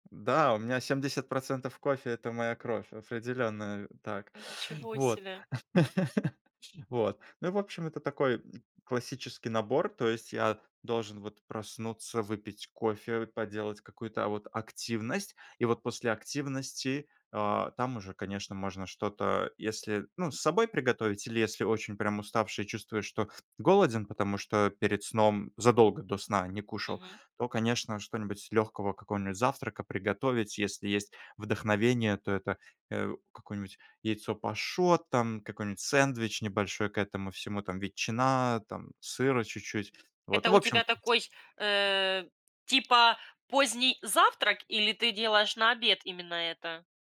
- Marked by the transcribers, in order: laugh; tapping
- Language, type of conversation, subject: Russian, podcast, Расскажи про свой идеальный утренний распорядок?